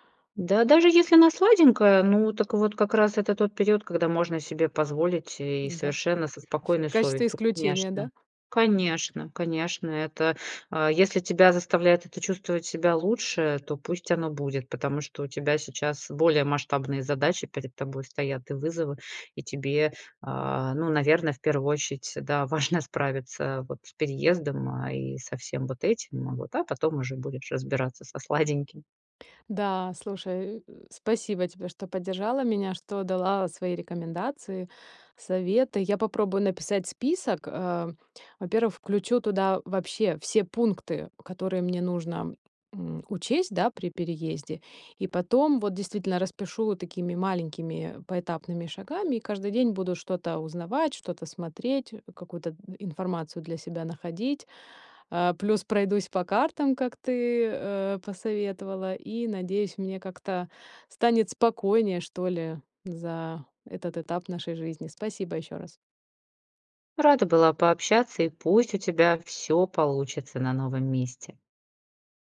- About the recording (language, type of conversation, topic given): Russian, advice, Как справиться со страхом неизвестности перед переездом в другой город?
- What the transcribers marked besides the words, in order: none